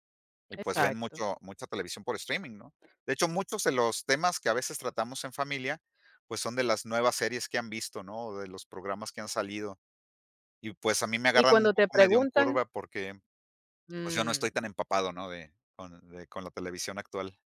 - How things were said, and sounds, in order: other background noise
- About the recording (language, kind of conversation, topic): Spanish, podcast, ¿Cómo ha cambiado la forma de ver televisión en familia?